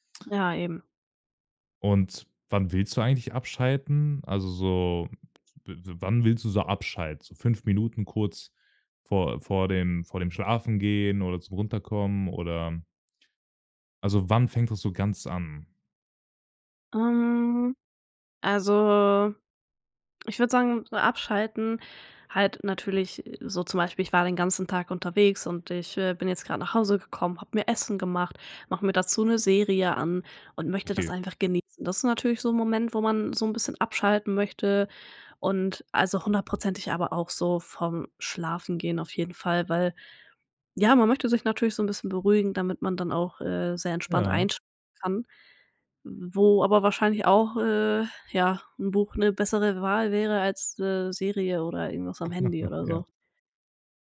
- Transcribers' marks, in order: other background noise; chuckle
- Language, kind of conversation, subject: German, podcast, Welches Medium hilft dir besser beim Abschalten: Buch oder Serie?